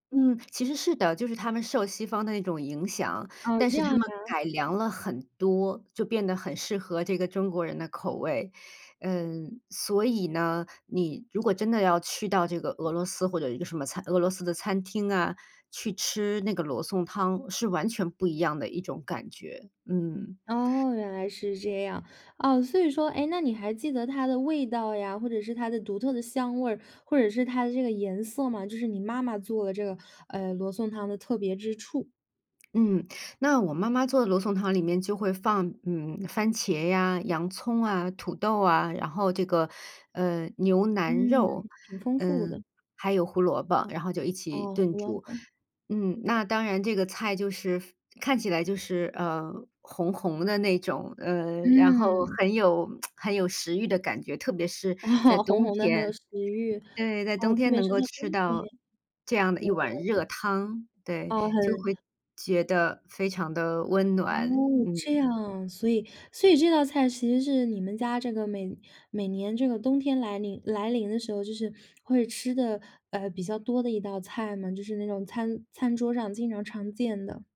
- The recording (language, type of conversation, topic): Chinese, podcast, 你心里觉得最暖的一道菜是什么？
- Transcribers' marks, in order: tsk; laugh; tapping